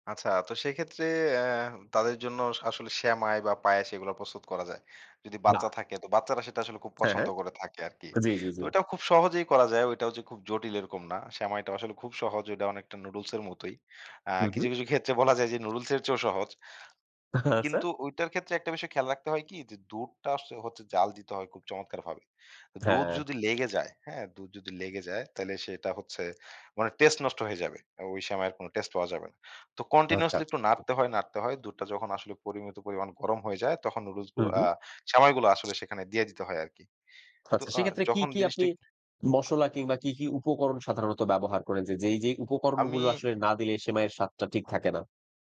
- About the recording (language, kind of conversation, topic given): Bengali, podcast, অল্প সময়ে সুস্বাদু খাবার বানানোর কী কী টিপস আছে?
- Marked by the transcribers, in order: tapping; laughing while speaking: "বলা যায় যে"; laughing while speaking: "আচ্ছা!"; in English: "continuously"; other background noise; "নুডুলসগুলো" said as "নুডুলসগু"